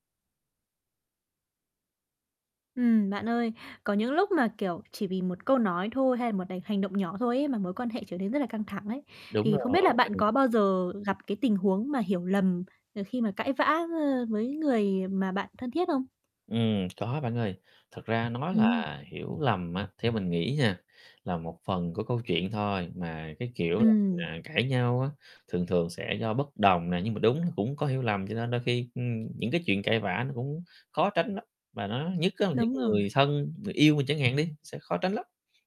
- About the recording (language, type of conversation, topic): Vietnamese, podcast, Bạn có kinh nghiệm nào để gỡ bỏ hiểu lầm sau một cuộc cãi vã không?
- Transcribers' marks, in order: distorted speech; static; unintelligible speech; tapping; tsk; unintelligible speech